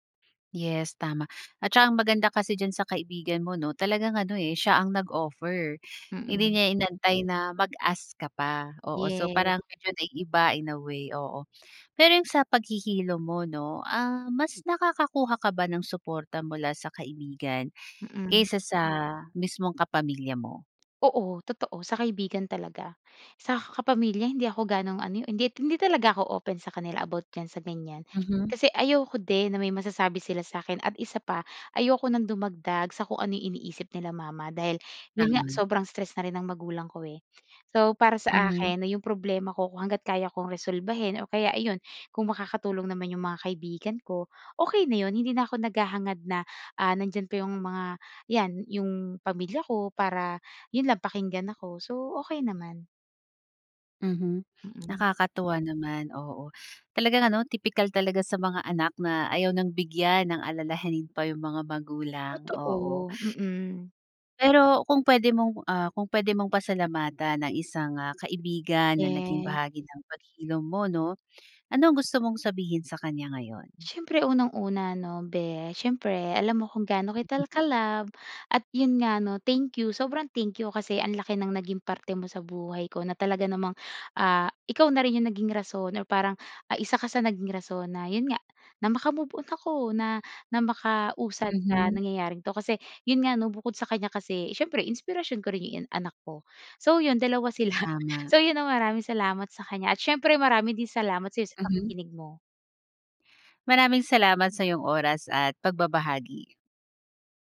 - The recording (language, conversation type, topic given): Filipino, podcast, Ano ang papel ng mga kaibigan sa paghilom mo?
- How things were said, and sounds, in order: tapping; laughing while speaking: "sila"